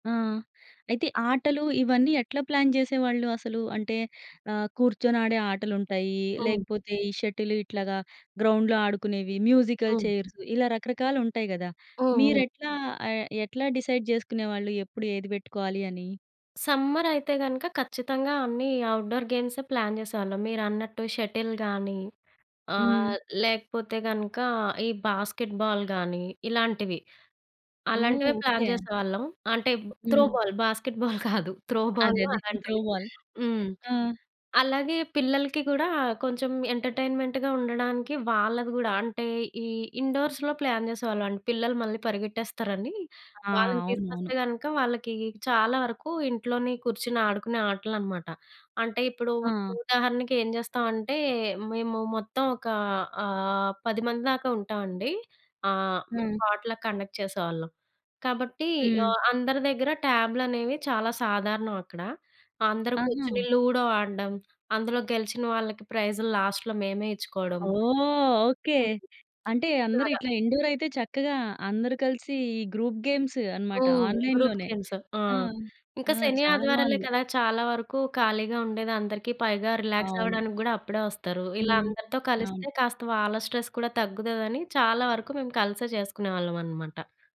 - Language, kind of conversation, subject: Telugu, podcast, పొట్లక్ విందు ఏర్పాటు చేస్తే అతిథులను మీరు ఎలా ఆహ్వానిస్తారు?
- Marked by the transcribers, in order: in English: "ప్లాన్"; in English: "షటిల్"; in English: "గ్రౌండ్‌లో"; in English: "మ్యూజికల్ చైర్స్"; in English: "డిసైడ్"; in English: "సమ్మర్"; in English: "ఔట్‌డోర్ గేమ్స్ ప్లాన్"; in English: "షటిల్"; in English: "బాస్కెట్ బాల్"; in English: "ప్లాన్"; in English: "త్రో బాల్ బాస్కెట్ బాల్"; giggle; in English: "త్రో బాల్"; in English: "త్రో బాల్"; in English: "ఎంటర్టైన్మెంట్‌గా"; in English: "ఇండోర్స్‌లొ ప్లాన్"; in English: "పొట్‌లాక్ కండక్ట్"; in English: "లూడో"; in English: "లాస్ట్‌లొ"; other background noise; in English: "ఇండోర్"; in English: "గ్రూప్ గేమ్స్"; in English: "గ్రూప్ గేమ్స్"; in English: "ఆన్లైన్"; in English: "రిలాక్స్"; in English: "స్ట్రెస్"